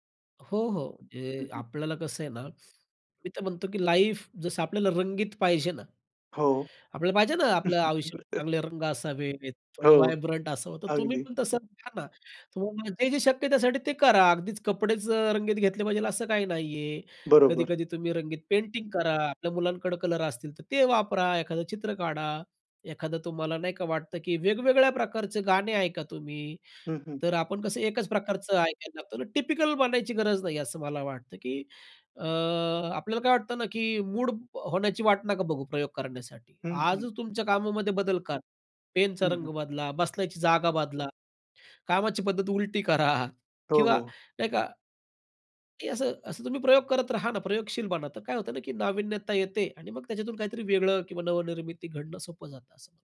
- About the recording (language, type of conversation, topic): Marathi, podcast, नवीन रंग, साधन किंवा शैली वापरण्याची सुरुवात तुम्ही कशी करता?
- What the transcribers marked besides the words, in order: in English: "लाईफ"; laugh; in English: "व्हायब्रंट"; in English: "पेंटिंग"; in English: "टिपिकल"; laughing while speaking: "उलटी करा"